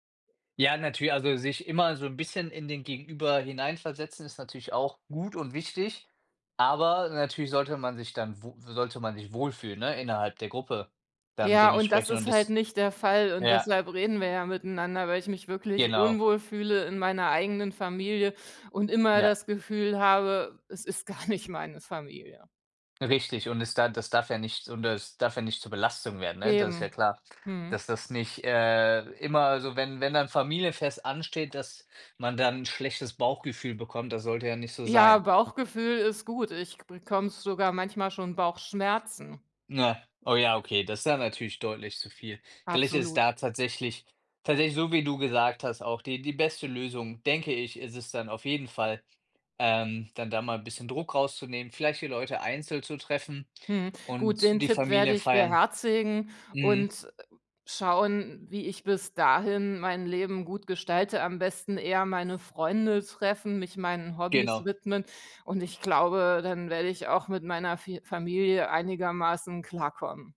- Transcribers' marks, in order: other background noise; tapping
- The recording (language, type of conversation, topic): German, advice, Wie kommt es dazu, dass Kommunikationsprobleme bei Familienfeiern regelmäßig eskalieren?